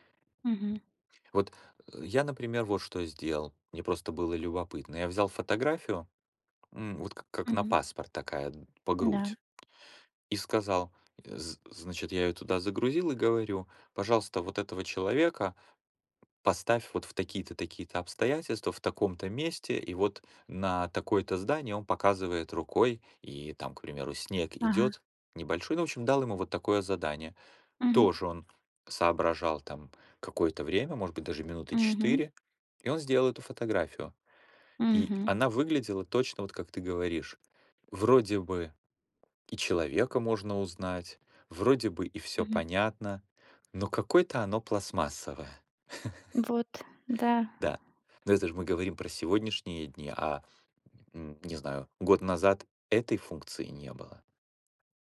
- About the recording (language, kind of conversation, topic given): Russian, unstructured, Что нового в технологиях тебя больше всего радует?
- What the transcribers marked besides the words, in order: other background noise; tapping; chuckle